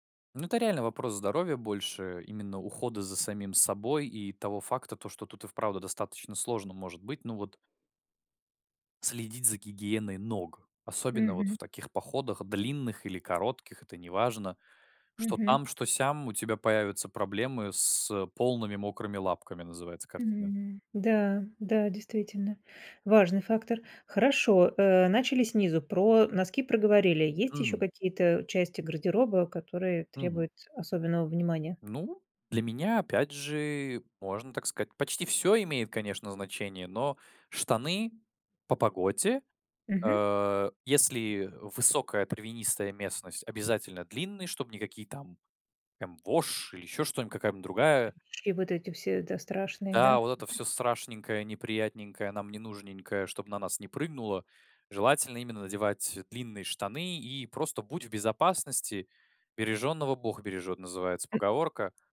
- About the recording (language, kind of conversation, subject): Russian, podcast, Как подготовиться к однодневному походу, чтобы всё прошло гладко?
- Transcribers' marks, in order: other background noise